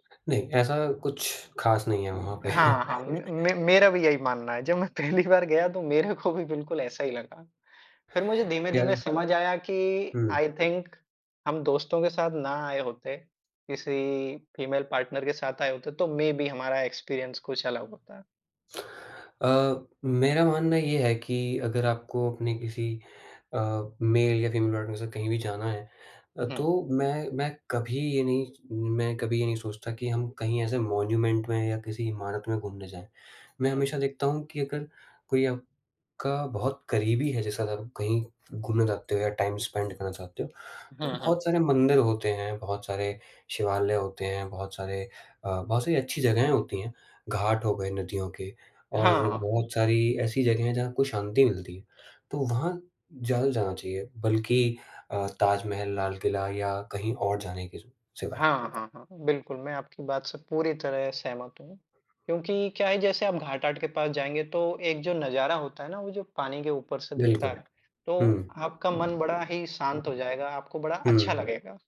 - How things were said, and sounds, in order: laughing while speaking: "पे"; tapping; laughing while speaking: "पहली बार"; laughing while speaking: "मेरे को"; in English: "आई थिंक"; in English: "फीमेल पार्टनर"; in English: "मेबी"; in English: "एक्सपीरियंस"; other noise; in English: "मेल"; in English: "फीमेल पार्टनर"; in English: "मॉन्यूमेंट"; other background noise; in English: "टाइम स्पीड"
- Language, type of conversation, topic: Hindi, unstructured, आपकी सबसे यादगार यात्रा कौन-सी रही है?
- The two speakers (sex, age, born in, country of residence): male, 20-24, India, India; male, 25-29, India, India